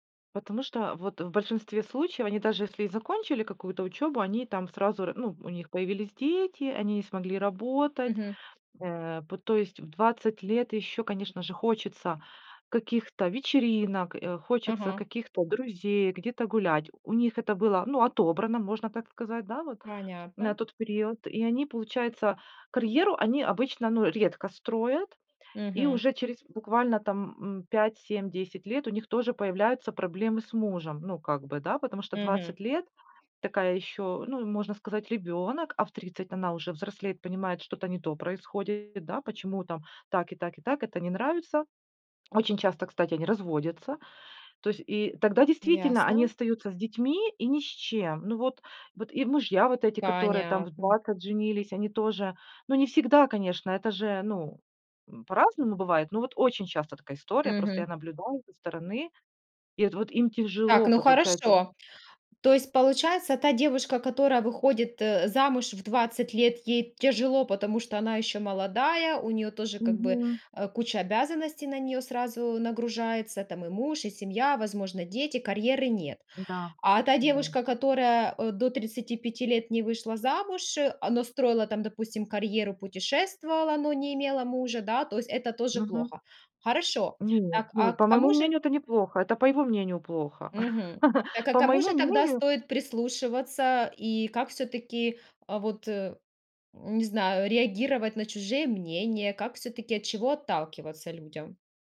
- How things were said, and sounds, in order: chuckle
- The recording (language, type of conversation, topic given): Russian, podcast, Как не утонуть в чужих мнениях в соцсетях?